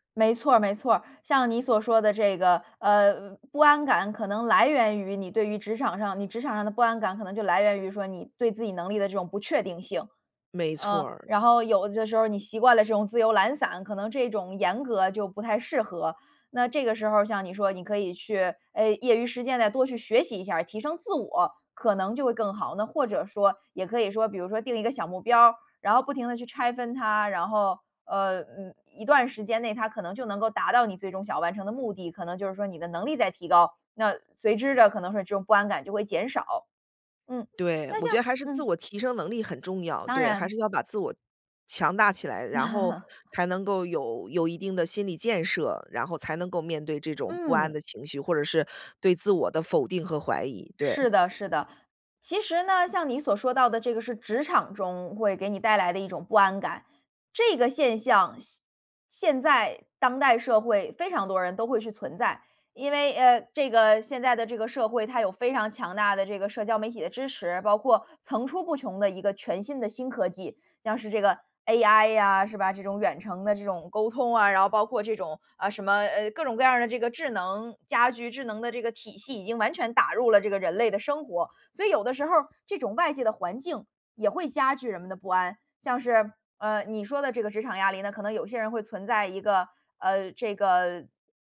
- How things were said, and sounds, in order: chuckle
- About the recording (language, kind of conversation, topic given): Chinese, podcast, 你如何处理自我怀疑和不安？